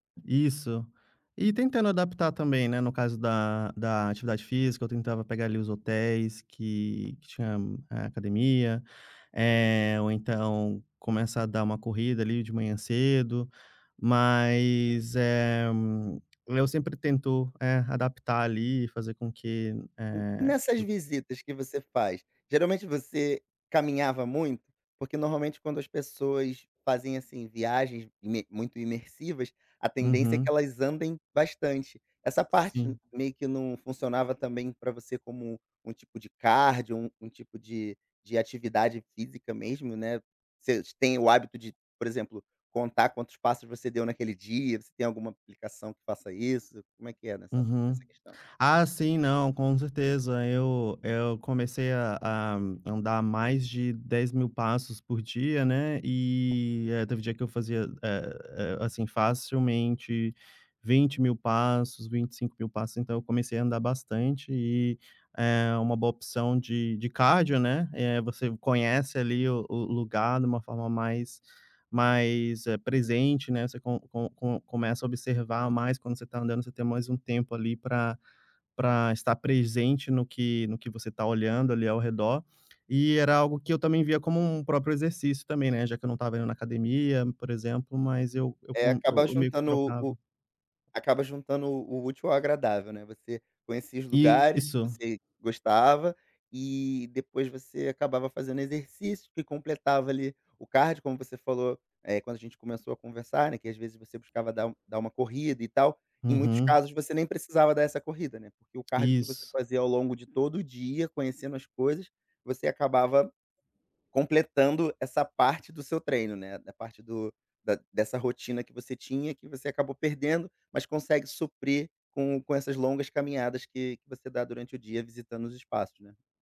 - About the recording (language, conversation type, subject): Portuguese, podcast, Como você lida com recaídas quando perde a rotina?
- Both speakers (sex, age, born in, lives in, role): male, 30-34, Brazil, Netherlands, guest; male, 35-39, Brazil, Portugal, host
- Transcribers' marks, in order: tapping; other background noise